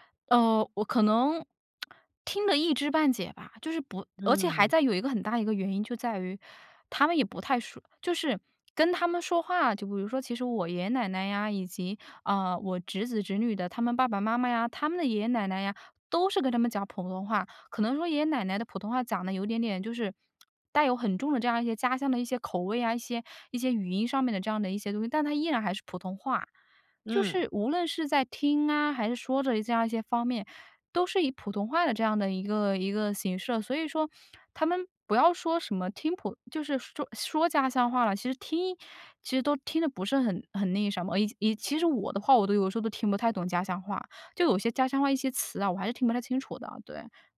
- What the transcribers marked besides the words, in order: tsk; other background noise; lip smack
- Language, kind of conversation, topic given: Chinese, podcast, 你会怎样教下一代家乡话？